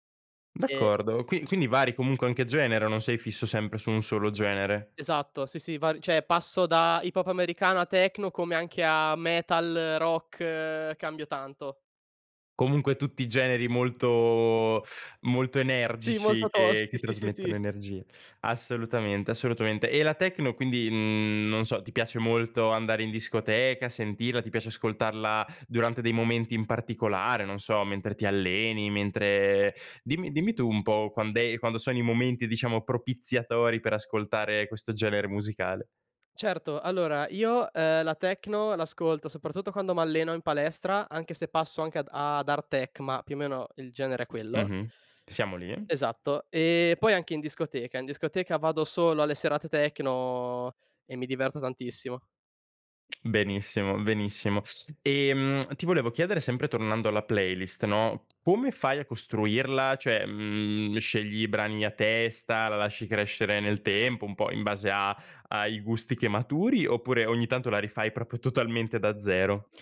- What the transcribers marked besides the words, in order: "cioè" said as "ceh"; tapping; tsk
- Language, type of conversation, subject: Italian, podcast, Che playlist senti davvero tua, e perché?